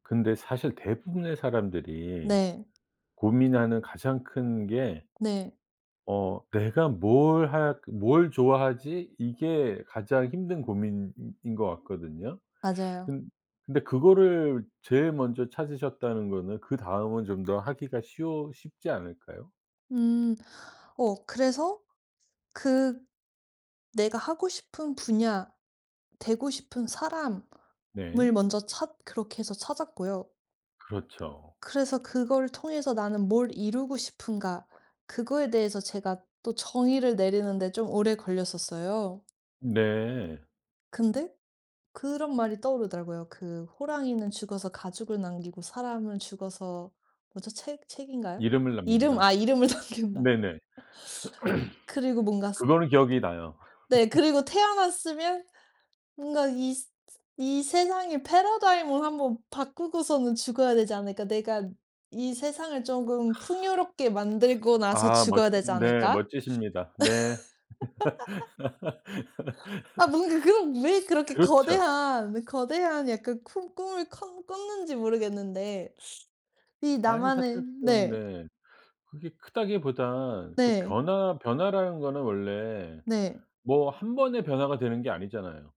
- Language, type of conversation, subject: Korean, podcast, 커리어를 선택할 때 안정과 도전 중 무엇을 더 중요하게 생각하시나요?
- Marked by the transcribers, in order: other background noise; tapping; other noise; laughing while speaking: "남긴다"; throat clearing; laugh; laugh